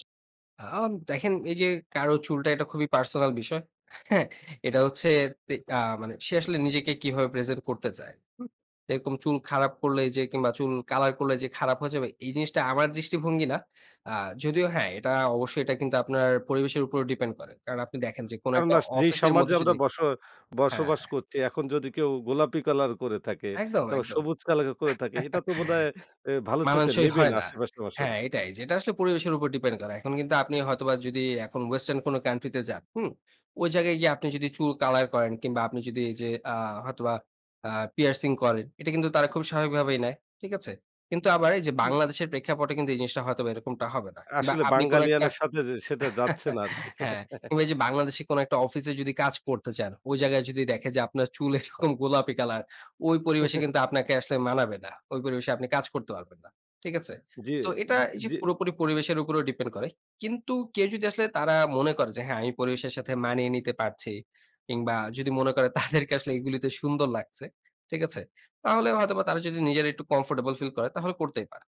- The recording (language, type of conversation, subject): Bengali, podcast, তোমার স্টাইলের সবচেয়ে বড় প্রেরণা কে বা কী?
- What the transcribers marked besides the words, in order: tapping; other background noise; chuckle; "মানুষে" said as "মাষুনে"; unintelligible speech; chuckle; chuckle; laughing while speaking: "এরকম"; chuckle; laughing while speaking: "তাদেরকে"